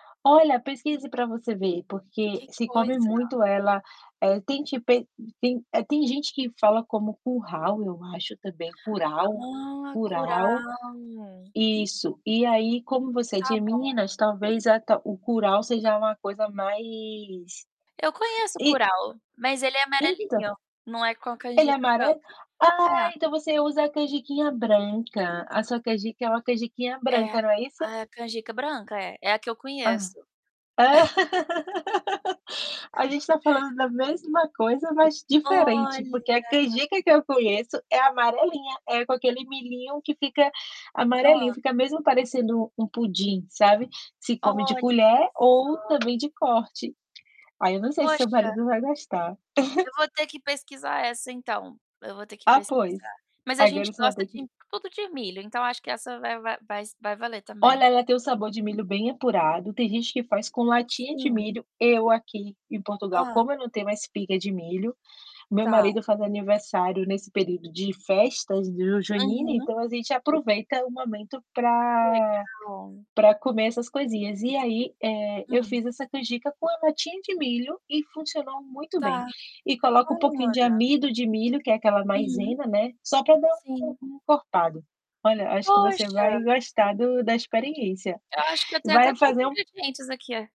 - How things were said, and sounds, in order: tapping; distorted speech; other background noise; laugh; chuckle; drawn out: "Olha!"; chuckle
- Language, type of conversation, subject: Portuguese, unstructured, Qual prato simples você acha que todo mundo deveria saber preparar?